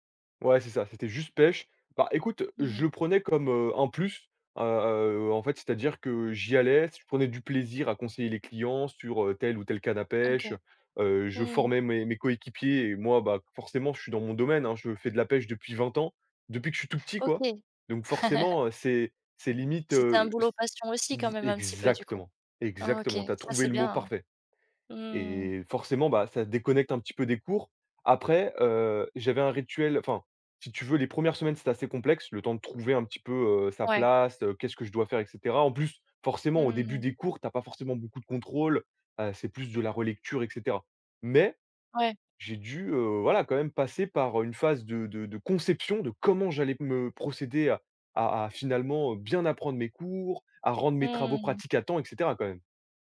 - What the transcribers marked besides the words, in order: chuckle
- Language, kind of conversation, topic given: French, podcast, Comment gères-tu ton temps pour apprendre en ayant un travail à plein temps ?